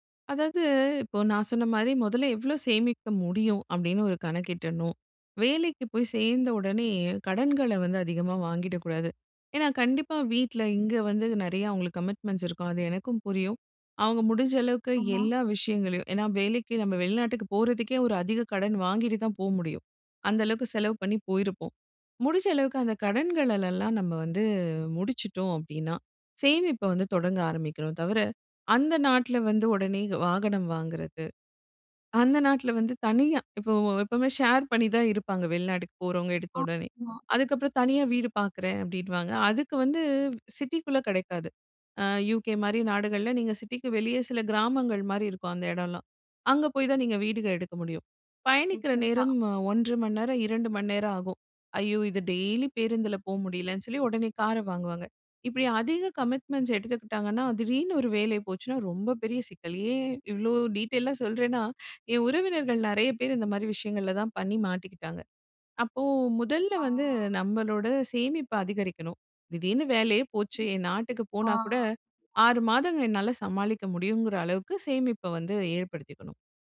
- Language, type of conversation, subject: Tamil, podcast, வெளிநாட்டுக்கு குடியேற முடிவு செய்வதற்கு முன் நீங்கள் எத்தனை காரணங்களை கணக்கில் எடுத்துக் கொள்கிறீர்கள்?
- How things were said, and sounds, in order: other background noise; "கணக்கிடணும்" said as "கணக்கிட்டணும்"; in English: "கமிட்மெண்ட்ஸ்"; in English: "ஷேர்"; in English: "சிட்டிக்குள்ள"; in English: "சிட்டிக்கு"; in English: "எக்ஸாக்ட்டா"; in English: "கமிட்மெண்ட்ஸ்"; in English: "டீட்டெய்லா"; drawn out: "ஆ"